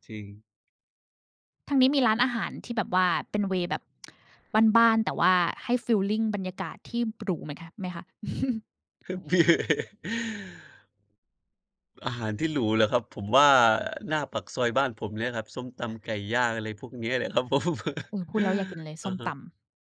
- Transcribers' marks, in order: in English: "เวย์"; tsk; chuckle; tapping; laugh; laughing while speaking: "ครับผม"; chuckle
- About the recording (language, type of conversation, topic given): Thai, unstructured, อาหารจานไหนที่คุณคิดว่าทำง่ายแต่รสชาติดี?